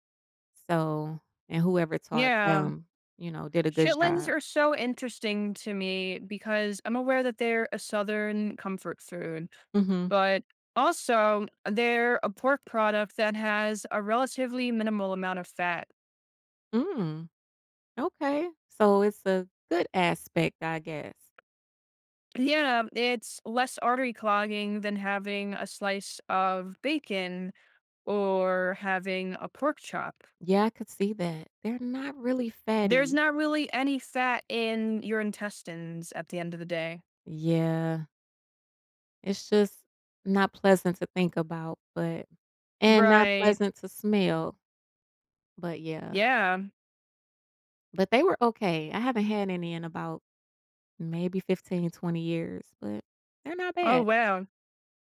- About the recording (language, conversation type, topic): English, unstructured, How do I balance tasty food and health, which small trade-offs matter?
- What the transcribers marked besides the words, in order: tapping